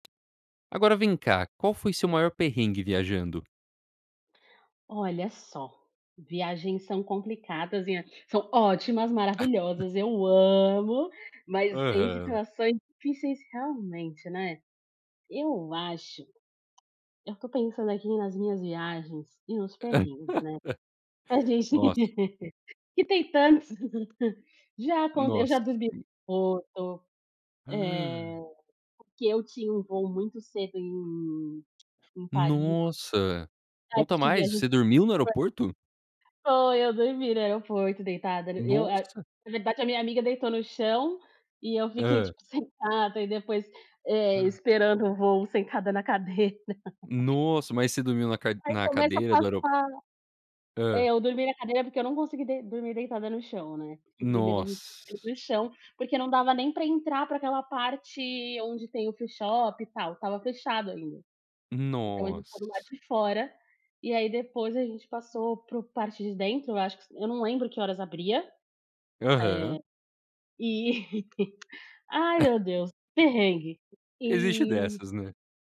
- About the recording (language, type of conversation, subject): Portuguese, podcast, Qual foi o seu maior perrengue em uma viagem?
- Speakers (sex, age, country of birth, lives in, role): female, 30-34, Brazil, Portugal, guest; male, 18-19, United States, United States, host
- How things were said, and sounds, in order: tapping; laugh; drawn out: "amo"; laugh; laugh; unintelligible speech; other background noise; laugh; unintelligible speech; in English: "freeshop"; laugh